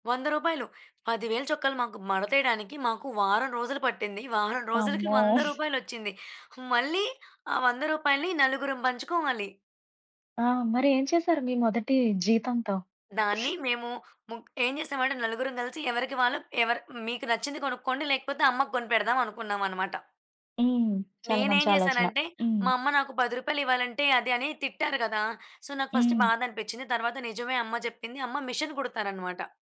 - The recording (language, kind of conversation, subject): Telugu, podcast, మీ మొదటి ఉద్యోగం గురించి చెప్పగలరా?
- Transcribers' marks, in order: giggle; sneeze; in English: "సో"; in English: "ఫస్ట్"